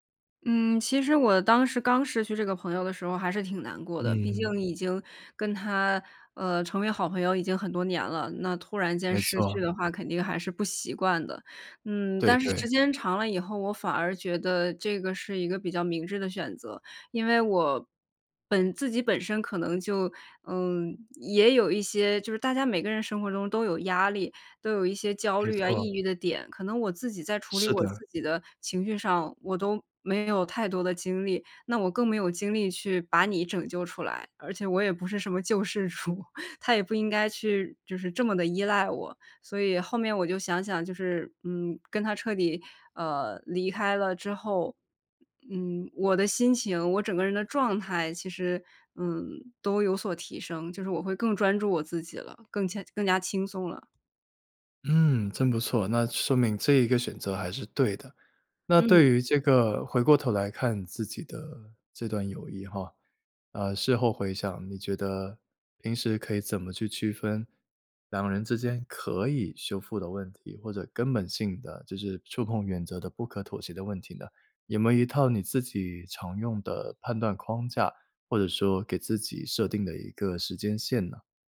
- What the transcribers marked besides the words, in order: laughing while speaking: "主"
- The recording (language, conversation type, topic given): Chinese, podcast, 你如何决定是留下还是离开一段关系？